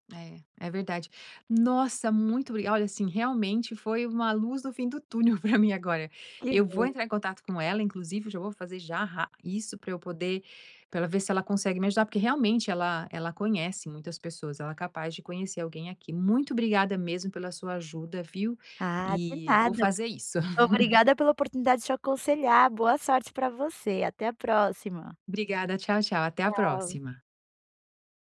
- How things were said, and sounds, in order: laughing while speaking: "para mim"; laugh
- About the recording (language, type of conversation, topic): Portuguese, advice, Como posso reconhecer minha ansiedade sem me julgar quando ela aparece?